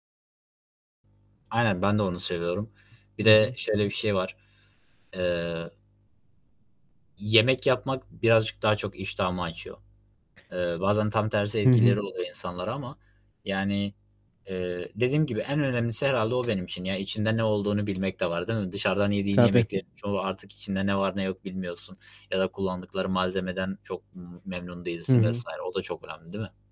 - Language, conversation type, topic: Turkish, unstructured, Sence evde yemek yapmak mı yoksa dışarıda yemek yemek mi daha iyi?
- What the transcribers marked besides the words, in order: static; other background noise; tapping; distorted speech